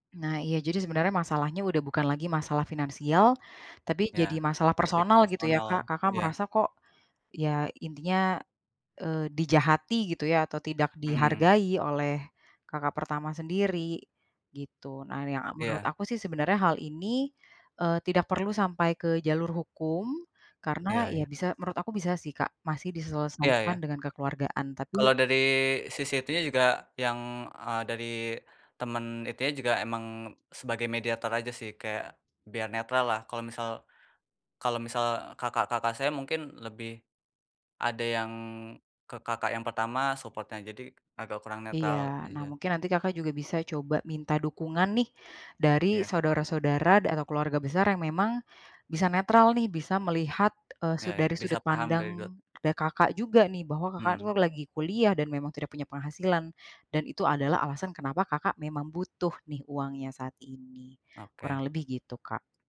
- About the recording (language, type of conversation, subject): Indonesian, advice, Bagaimana cara membangun kembali hubungan setelah konflik dan luka dengan pasangan atau teman?
- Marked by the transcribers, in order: in English: "support-nya"; other background noise